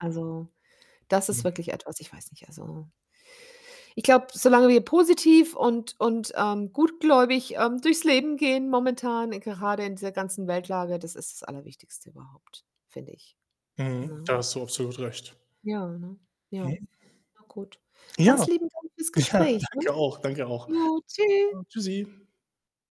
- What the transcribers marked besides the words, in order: other background noise; joyful: "durchs Leben gehen"; unintelligible speech; distorted speech; laughing while speaking: "Ja, danke auch"
- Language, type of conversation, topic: German, unstructured, Wie stehst du zur Überwachung durch Kameras oder Apps?